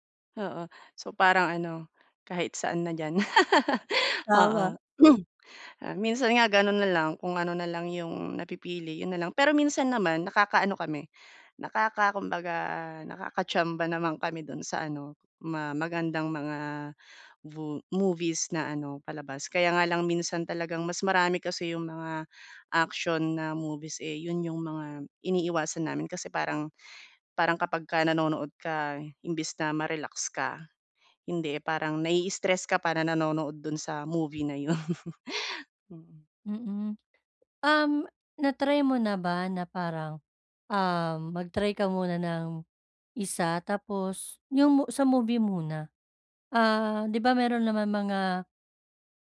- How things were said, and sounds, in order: laugh; throat clearing; chuckle; other noise; tapping
- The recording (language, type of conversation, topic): Filipino, advice, Paano ako pipili ng palabas kapag napakarami ng pagpipilian?